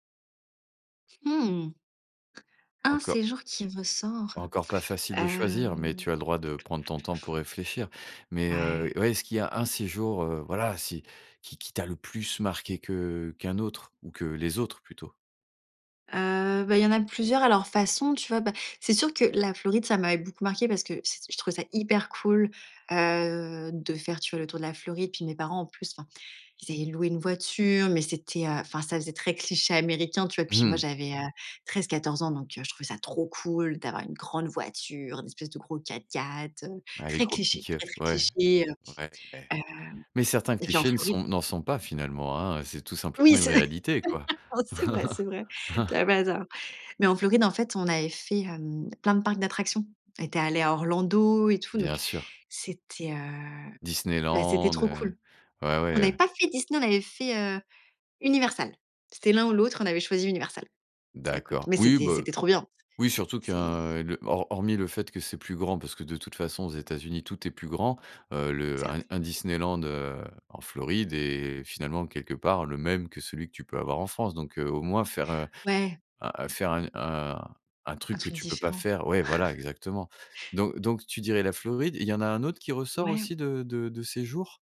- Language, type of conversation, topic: French, podcast, Comment se déroulaient vos vacances en famille ?
- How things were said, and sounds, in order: stressed: "Un"; other noise; stressed: "les autres"; stressed: "hyper"; chuckle; stressed: "trop cool"; stressed: "grande"; stressed: "4x4"; laughing while speaking: "c"; laugh; chuckle; drawn out: "Disneyland"; chuckle